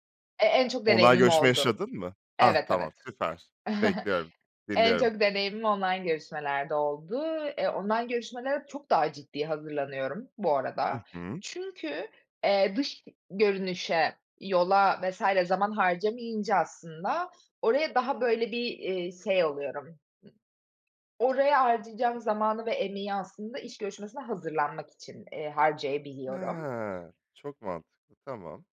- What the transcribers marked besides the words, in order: chuckle
- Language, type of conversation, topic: Turkish, podcast, İş görüşmesine hazırlanırken neler yaparsın?
- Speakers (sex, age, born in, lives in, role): female, 25-29, Turkey, Germany, guest; male, 30-34, Turkey, France, host